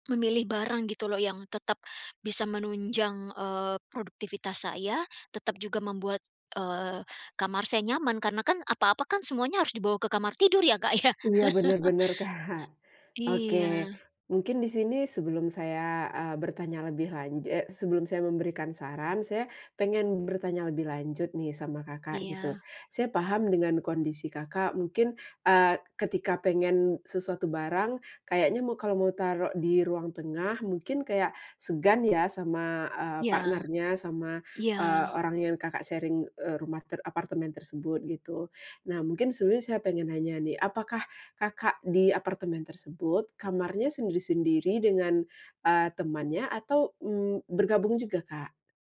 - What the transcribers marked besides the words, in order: laugh; laughing while speaking: "Kak"; in English: "sharing"; tapping
- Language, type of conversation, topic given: Indonesian, advice, Bagaimana cara memilah barang saat ingin menerapkan gaya hidup minimalis?